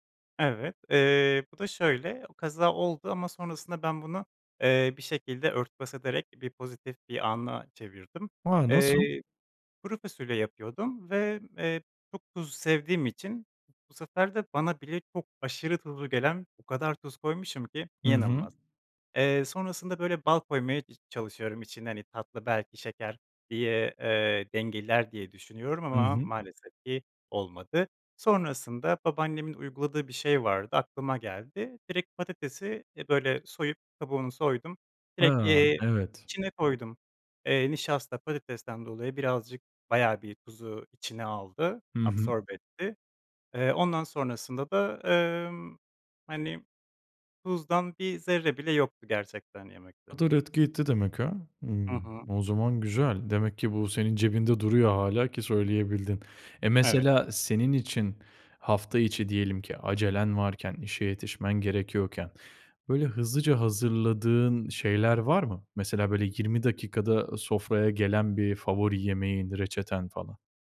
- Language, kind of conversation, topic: Turkish, podcast, Mutfakta en çok hangi yemekleri yapmayı seviyorsun?
- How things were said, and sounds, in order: other background noise